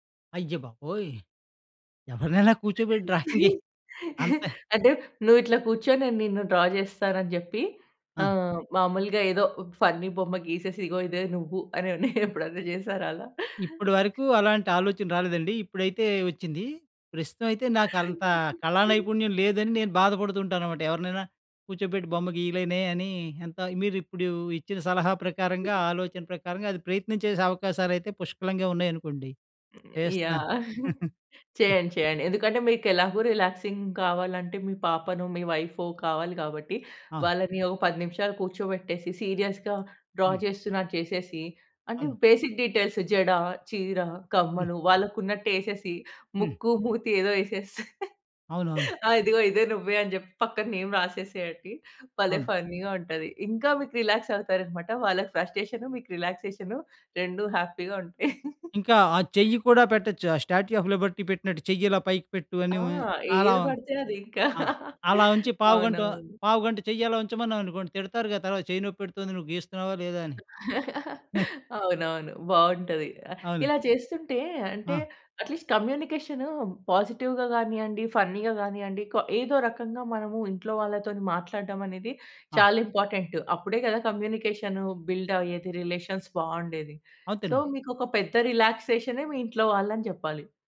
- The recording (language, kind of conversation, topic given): Telugu, podcast, మీకు విశ్రాంతినిచ్చే హాబీలు ఏవి నచ్చుతాయి?
- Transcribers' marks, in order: chuckle; laugh; in English: "డ్రాయింగ్"; in English: "డ్రా"; in English: "ఫన్నీ"; laughing while speaking: "అనని, ఎప్పుడన్నా చేసారా అలా?"; giggle; giggle; giggle; in English: "రిలాక్సింగ్"; in English: "సీరియస్‌గా డ్రా"; in English: "బేసిక్ డీటేల్స్"; chuckle; in English: "నేమ్"; in English: "ఫన్నీగా"; in English: "రిలాక్స్"; chuckle; chuckle; laugh; other noise; in English: "అట్లీస్ట్"; in English: "పాజిటివ్‌గా"; in English: "ఫన్నీగా"; in English: "బిల్డ్"; in English: "రిలేషన్స్"; in English: "సో"